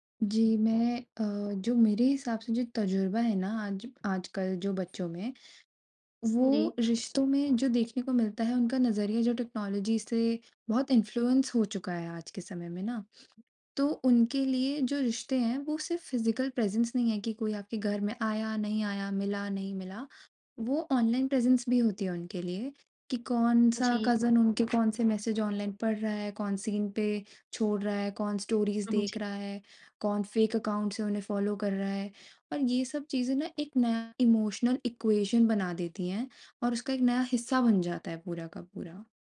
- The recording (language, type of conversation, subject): Hindi, podcast, आज के बच्चे तकनीक के ज़रिए रिश्तों को कैसे देखते हैं, और आपका क्या अनुभव है?
- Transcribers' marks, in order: in English: "टेक्नोलॉजी"; in English: "इन्फ्लुएंस"; in English: "फ़िज़िकल प्रेज़ेंस"; in English: "प्रेज़ेंस"; wind; in English: "कज़न"; in English: "मैसेज"; in English: "सीन"; in English: "स्टोरीज़"; in English: "फ़ेक अकाउंट"; in English: "इमोशनल इक्वेशन"